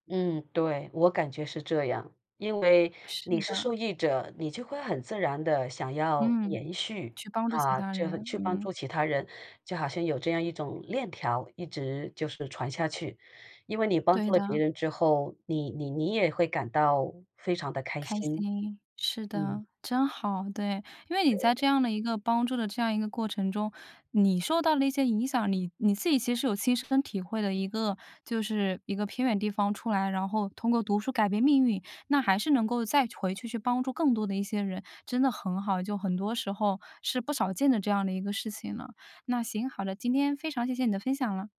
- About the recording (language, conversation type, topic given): Chinese, podcast, 有没有哪位老师或前辈曾经影响并改变了你的人生方向？
- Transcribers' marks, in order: other background noise